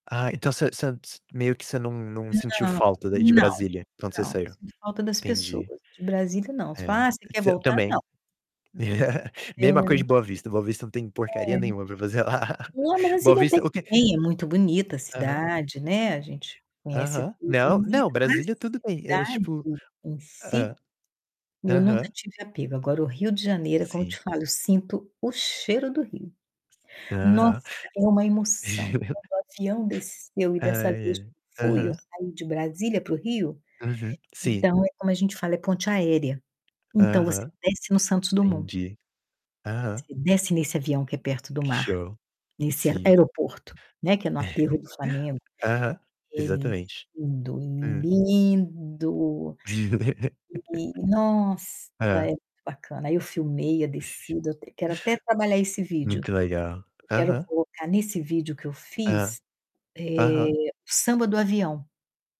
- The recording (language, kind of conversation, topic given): Portuguese, unstructured, Você já teve que se despedir de um lugar que amava? Como foi?
- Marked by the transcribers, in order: distorted speech; chuckle; laughing while speaking: "lá"; laugh; chuckle; tapping; chuckle; laugh